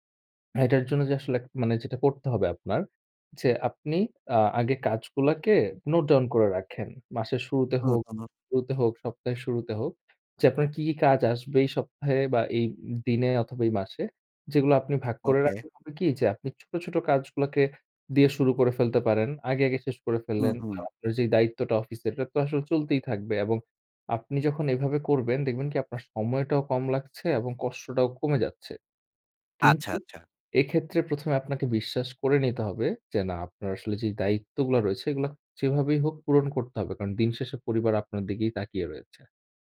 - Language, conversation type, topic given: Bengali, advice, দৈনন্দিন ছোটখাটো দায়িত্বেও কেন আপনার অতিরিক্ত চাপ অনুভূত হয়?
- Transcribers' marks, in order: none